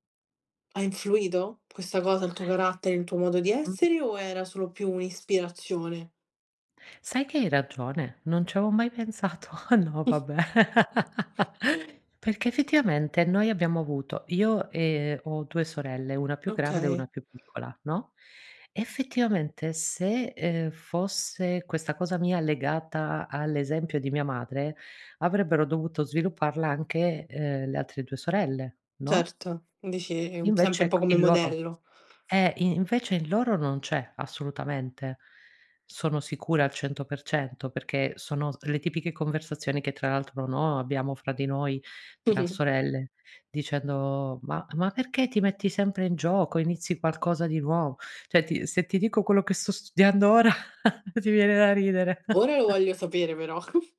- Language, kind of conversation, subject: Italian, podcast, Che metodi usi quando devi imparare qualcosa di nuovo da solo?
- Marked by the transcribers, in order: chuckle; laugh; chuckle; chuckle